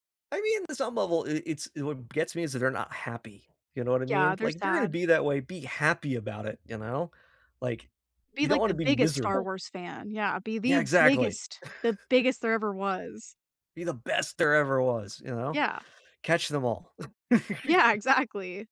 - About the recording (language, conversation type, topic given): English, unstructured, Why do some people get so defensive about their hobbies?
- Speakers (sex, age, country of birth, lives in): female, 25-29, United States, United States; male, 35-39, United States, United States
- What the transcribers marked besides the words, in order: tapping; chuckle; stressed: "best"; other background noise; laughing while speaking: "Yeah, exactly"; chuckle